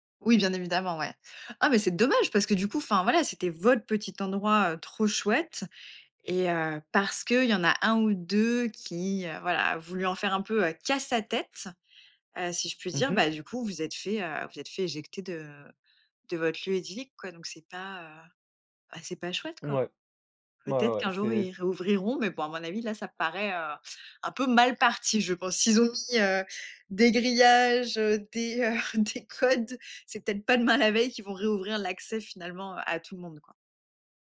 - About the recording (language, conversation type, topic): French, podcast, Quel coin secret conseillerais-tu dans ta ville ?
- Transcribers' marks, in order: stressed: "votre"; laughing while speaking: "heu, des codes"; laughing while speaking: "demain la veille"